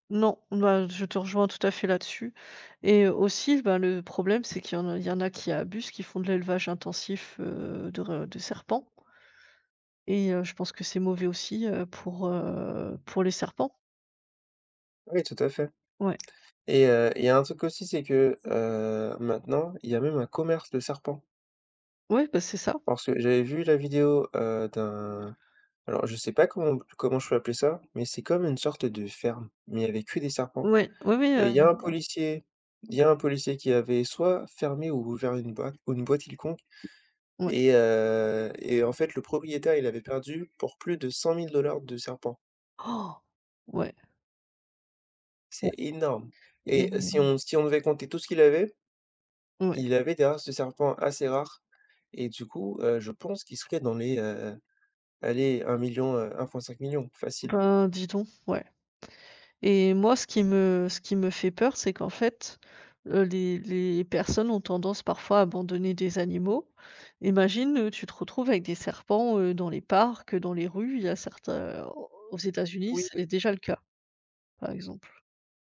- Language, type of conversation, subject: French, unstructured, Qu’est-ce qui vous met en colère face à la chasse illégale ?
- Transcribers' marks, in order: other background noise; tapping; gasp